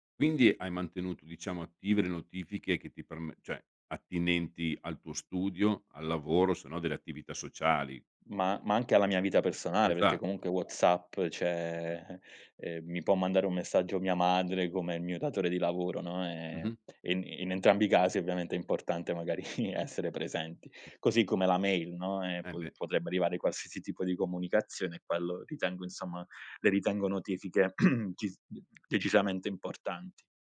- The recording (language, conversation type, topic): Italian, podcast, Quali abitudini aiutano a restare concentrati quando si usano molti dispositivi?
- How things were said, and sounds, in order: "cioè" said as "ceh"; other background noise; "cioè" said as "ceh"; tsk; chuckle; tapping; throat clearing